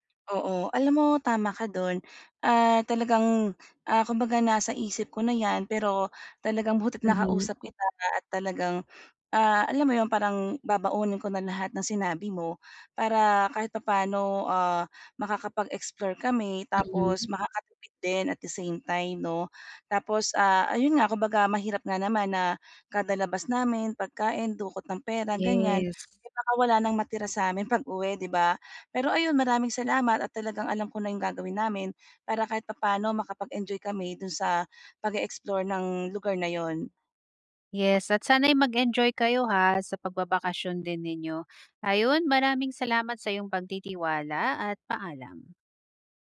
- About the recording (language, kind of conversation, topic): Filipino, advice, Paano ako makakapag-explore ng bagong lugar nang may kumpiyansa?
- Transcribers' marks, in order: none